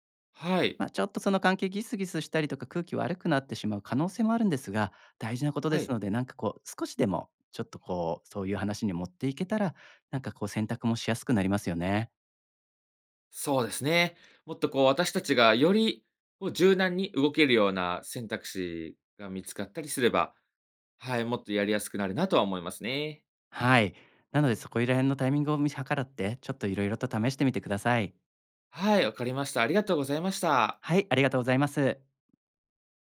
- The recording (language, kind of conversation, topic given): Japanese, advice, 結婚や将来についての価値観が合わないと感じるのはなぜですか？
- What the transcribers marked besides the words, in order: none